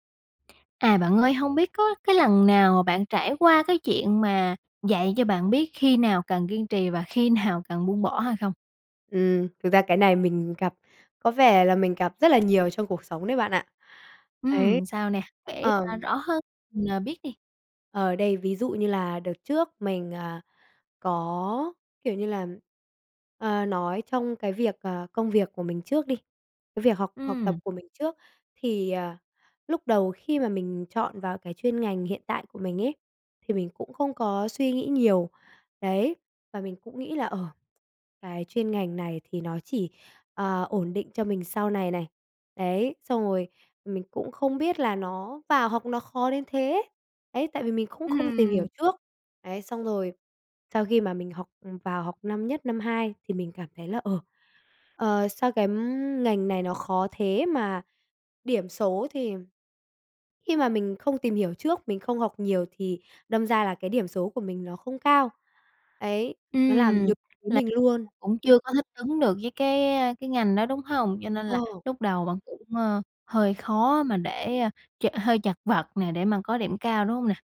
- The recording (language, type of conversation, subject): Vietnamese, podcast, Bạn làm sao để biết khi nào nên kiên trì hay buông bỏ?
- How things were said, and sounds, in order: other background noise; laughing while speaking: "nào"; tapping; laughing while speaking: "Ừm"